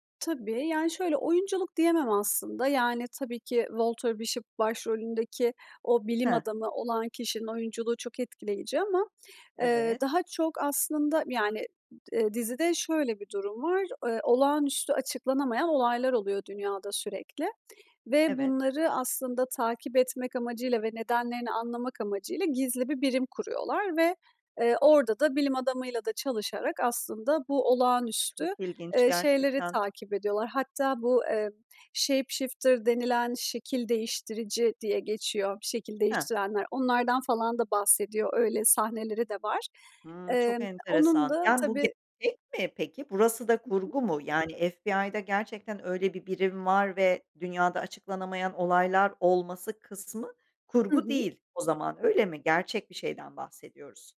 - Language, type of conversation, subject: Turkish, podcast, Hangi dizi seni bambaşka bir dünyaya sürükledi, neden?
- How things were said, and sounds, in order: in English: "shapeshifter"; tapping